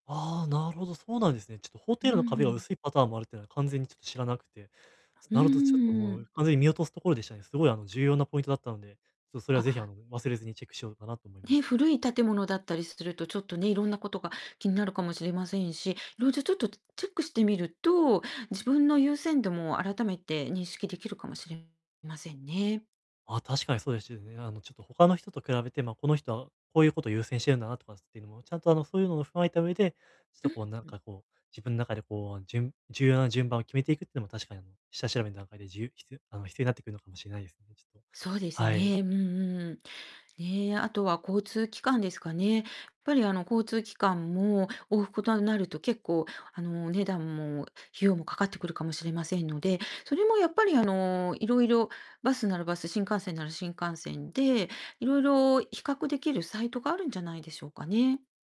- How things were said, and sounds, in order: tapping; distorted speech
- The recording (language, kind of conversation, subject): Japanese, advice, 予算内で快適な旅行を楽しむにはどうすればよいですか?